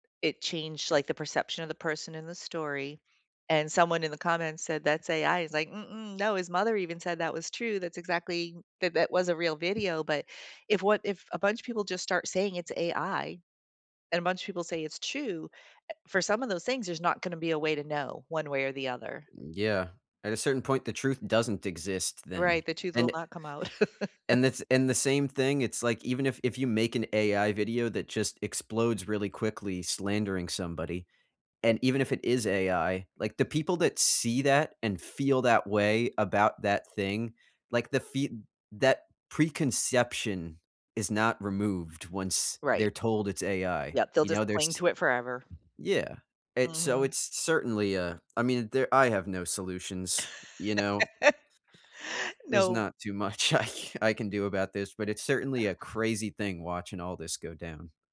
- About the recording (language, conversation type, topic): English, unstructured, Why do some news stories cause public outrage?
- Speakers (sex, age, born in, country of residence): female, 55-59, United States, United States; male, 20-24, United States, United States
- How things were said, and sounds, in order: other background noise; laugh; tapping; stressed: "preconception"; laugh; laughing while speaking: "much I ca"